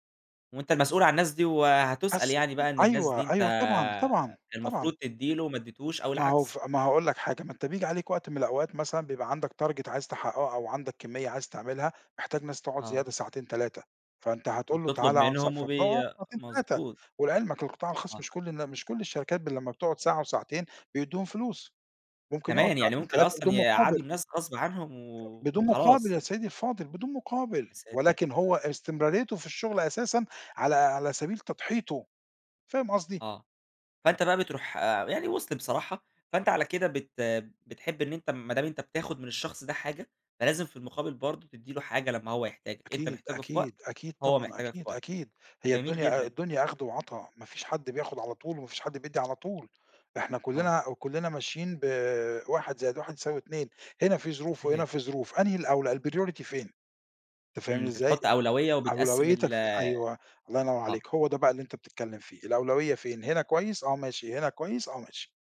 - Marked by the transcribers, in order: in English: "target"; in English: "الpriority"
- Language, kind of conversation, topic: Arabic, podcast, إزاي بتتعامل مع ضغط الشغل اليومي؟